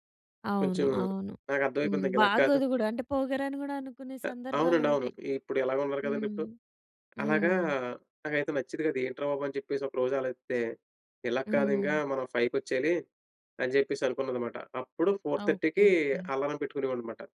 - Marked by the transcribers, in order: in English: "ఫైవ్"; in English: "ఫొర్ థర్టీకి"
- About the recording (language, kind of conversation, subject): Telugu, podcast, రోజువారీ పనిలో మీకు అత్యంత ఆనందం కలిగేది ఏమిటి?